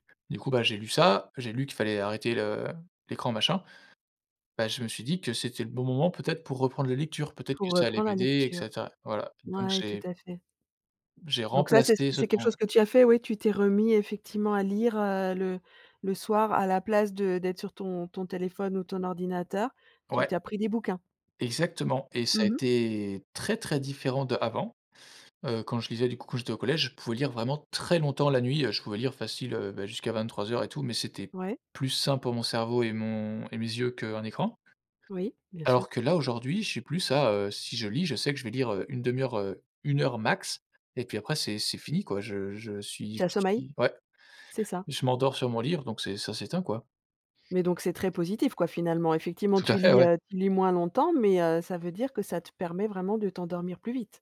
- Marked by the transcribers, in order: stressed: "très"
- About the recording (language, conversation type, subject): French, podcast, Quelles règles t’imposes-tu concernant les écrans avant de dormir, et que fais-tu concrètement ?